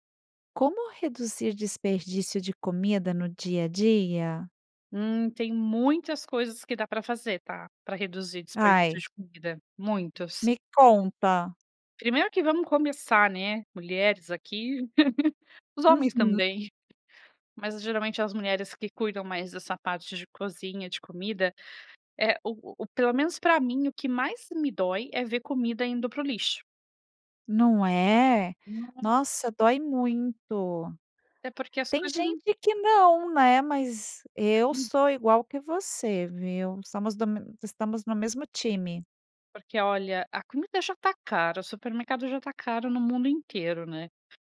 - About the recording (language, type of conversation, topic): Portuguese, podcast, Como reduzir o desperdício de comida no dia a dia?
- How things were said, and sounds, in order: giggle; unintelligible speech